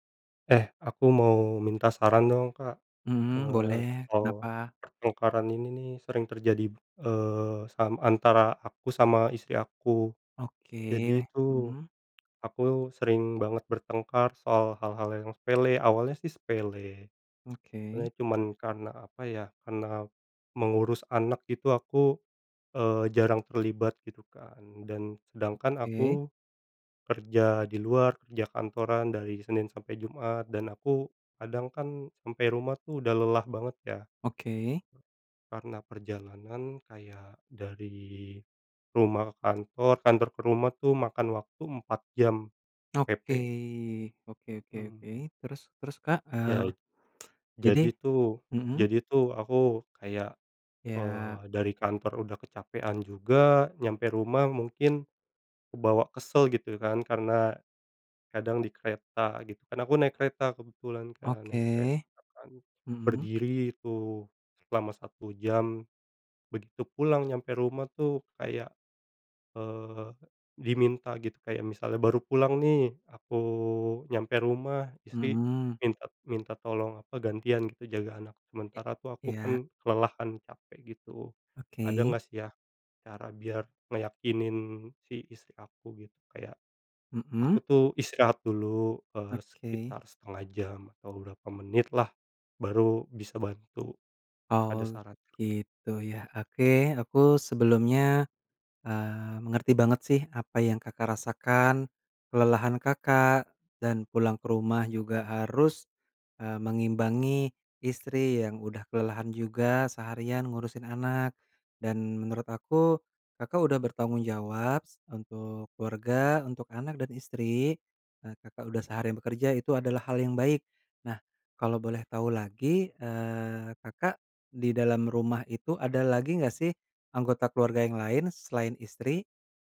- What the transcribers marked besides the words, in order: tapping; other background noise
- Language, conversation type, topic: Indonesian, advice, Pertengkaran yang sering terjadi